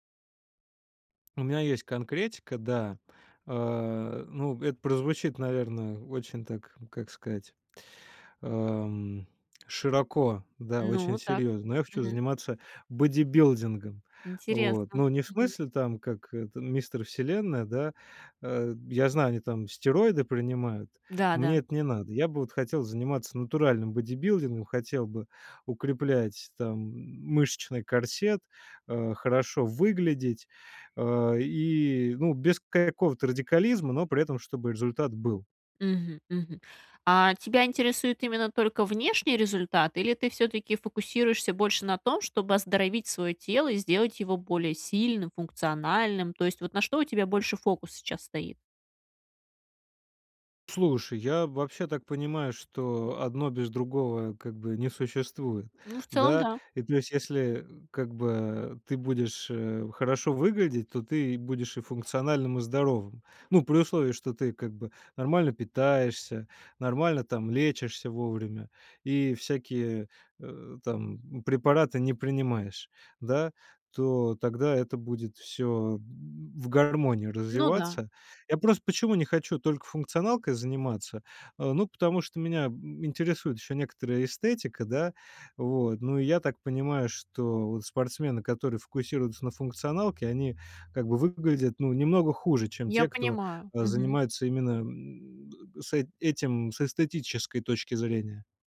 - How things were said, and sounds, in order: tapping; other street noise
- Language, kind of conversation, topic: Russian, advice, Как перестать бояться начать тренироваться из-за перфекционизма?